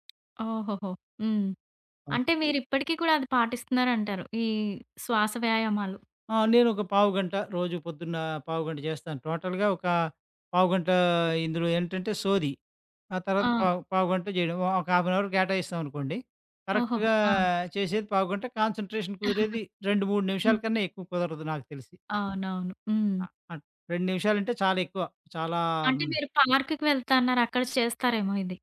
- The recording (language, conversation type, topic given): Telugu, podcast, ప్రశాంతంగా ఉండేందుకు మీకు ఉపయోగపడే శ్వాస వ్యాయామాలు ఏవైనా ఉన్నాయా?
- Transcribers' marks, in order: tapping; in English: "టోటల్‌గా"; in English: "హాఫ్ ఏన్ అవర్"; in English: "కరక్ట్‌గా"; in English: "కాన్సంట్రేషన్"; chuckle